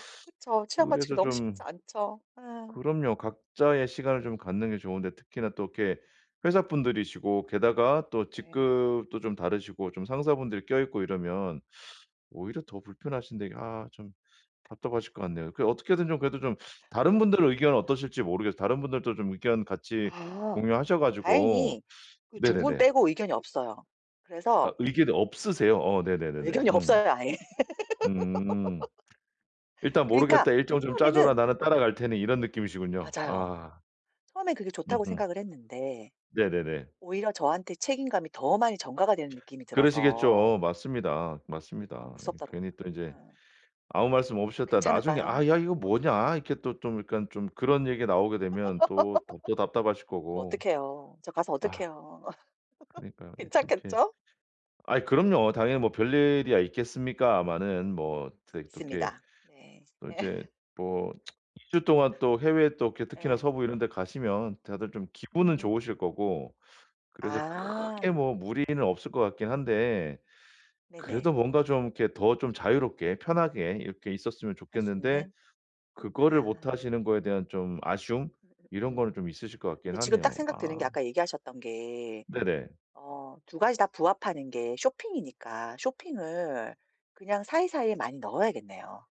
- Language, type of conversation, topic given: Korean, advice, 여행 중 불안과 스트레스를 어떻게 줄일 수 있을까요?
- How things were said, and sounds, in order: tapping; laugh; laugh; other background noise; laughing while speaking: "의견이 없어요 아예"; laugh; laugh; laugh; laughing while speaking: "괜찮겠죠?"; laughing while speaking: "예"; laugh